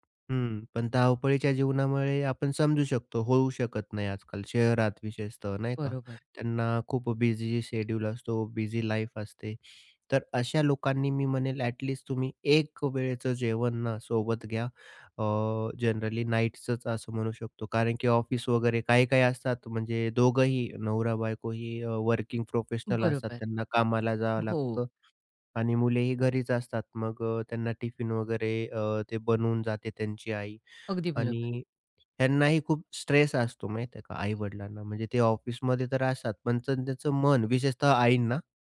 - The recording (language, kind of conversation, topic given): Marathi, podcast, फोन बाजूला ठेवून जेवताना तुम्हाला कसं वाटतं?
- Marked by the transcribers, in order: in English: "बिझी शेड्यूल"; in English: "बिझी लाईफ"; in English: "ॲट लीस्ट"; in English: "जनरली नाईटचचं"; in English: "वर्किंग प्रोफेशनल"; in English: "टिफिन"; alarm; in English: "स्ट्रेस"